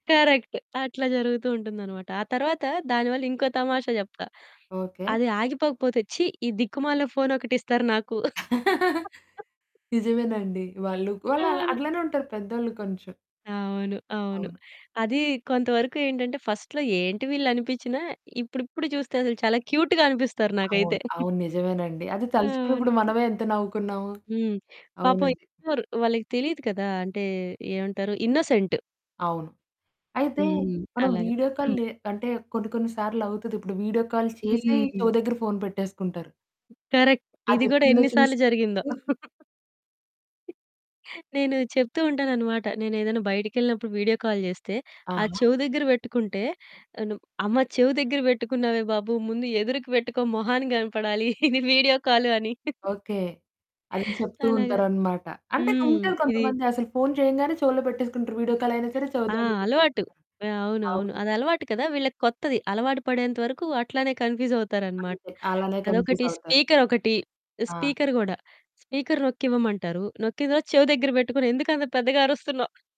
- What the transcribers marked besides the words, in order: in English: "కరెక్ట్"; chuckle; in English: "ఫస్ట్‌లో"; in English: "క్యూట్‌గా"; chuckle; in English: "ఇన్నోసెంట్"; other background noise; in English: "వీడియో కాల్"; in English: "వీడియో కాల్"; in English: "కరెక్ట్"; distorted speech; chuckle; in English: "వీడియో కాల్"; laughing while speaking: "ఇది వీడియో కాల్ అని"; in English: "వీడియో కాల్"; in English: "వీడియో కాల్"; in English: "కన్‌ఫ్యూజ్"; in English: "స్పీకర్"; in English: "కన్‌ఫ్యూజ్"; in English: "స్పీకర్"; in English: "స్పీకర్"
- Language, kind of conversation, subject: Telugu, podcast, పెద్దవారిని డిజిటల్ సేవలు, యాప్‌లు వాడేలా ఒప్పించడంలో మీకు ఇబ్బంది వస్తుందా?